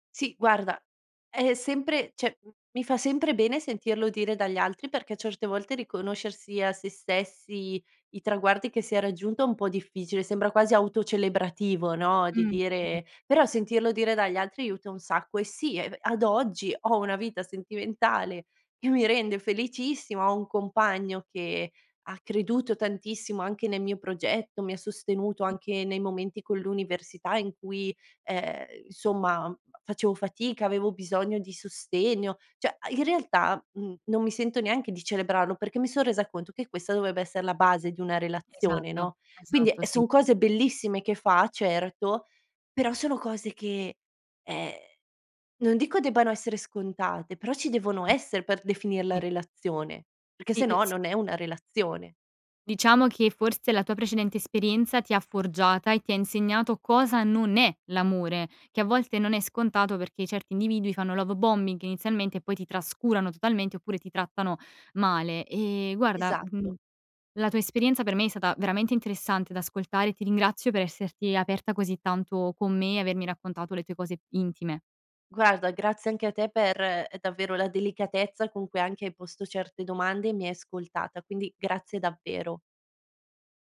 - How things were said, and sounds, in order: "cioè" said as "ceh"; unintelligible speech; other background noise; "Cioè" said as "ceh"; in English: "love bombing"; tapping
- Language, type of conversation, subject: Italian, podcast, Ricominciare da capo: quando ti è successo e com’è andata?